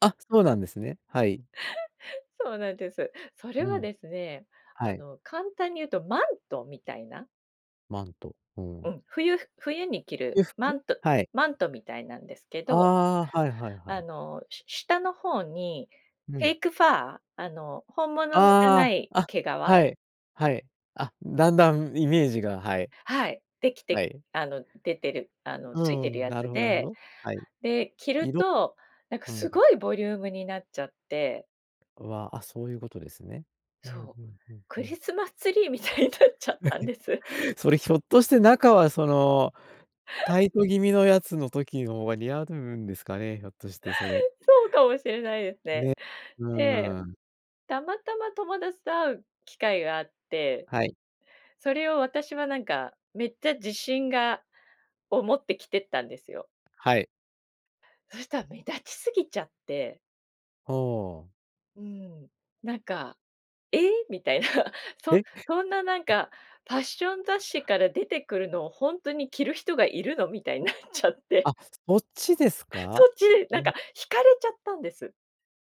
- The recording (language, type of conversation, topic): Japanese, podcast, 着るだけで気分が上がる服には、どんな特徴がありますか？
- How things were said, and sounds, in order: giggle; laughing while speaking: "みたいになっちゃったんです"; chuckle; laughing while speaking: "はい"; laugh; laugh; laughing while speaking: "みたいな"; chuckle